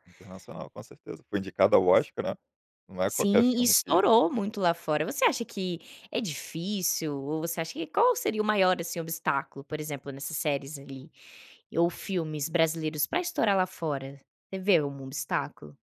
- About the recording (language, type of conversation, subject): Portuguese, podcast, Qual série brasileira merece ser conhecida lá fora e por quê?
- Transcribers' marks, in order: other noise